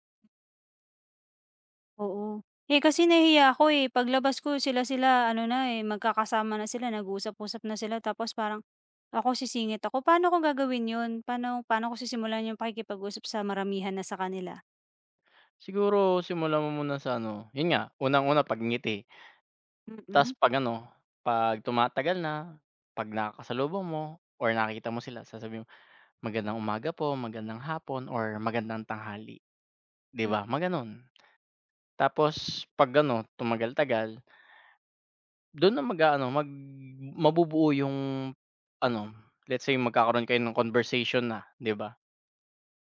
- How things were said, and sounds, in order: tapping; other background noise; "Mga" said as "mag"
- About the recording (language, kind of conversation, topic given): Filipino, advice, Paano ako makikipagkapwa nang maayos sa bagong kapitbahay kung magkaiba ang mga gawi namin?